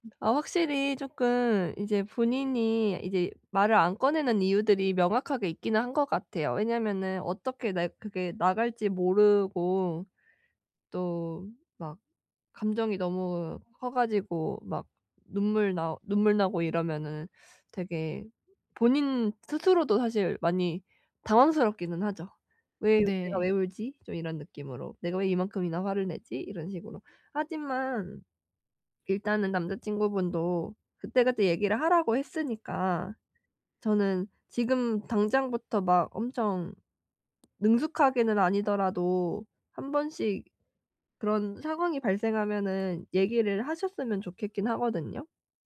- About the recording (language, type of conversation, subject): Korean, advice, 파트너에게 내 감정을 더 잘 표현하려면 어떻게 시작하면 좋을까요?
- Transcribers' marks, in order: other background noise